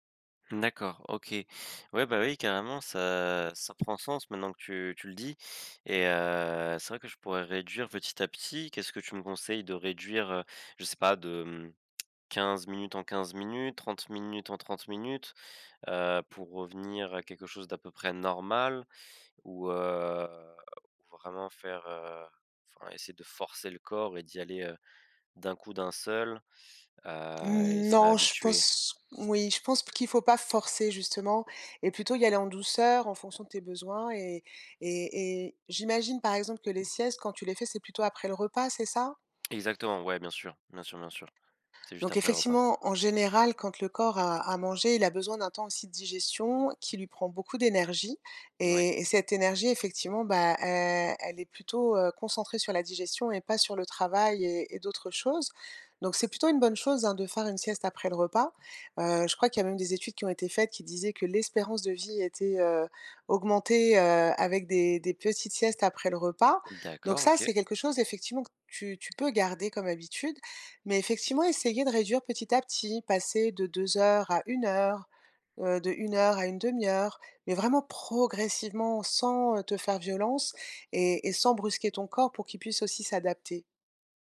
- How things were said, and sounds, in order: drawn out: "heu"; tapping; stressed: "progressivement"
- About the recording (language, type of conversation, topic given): French, advice, Comment puis-je optimiser mon énergie et mon sommeil pour travailler en profondeur ?
- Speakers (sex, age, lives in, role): female, 50-54, France, advisor; male, 20-24, France, user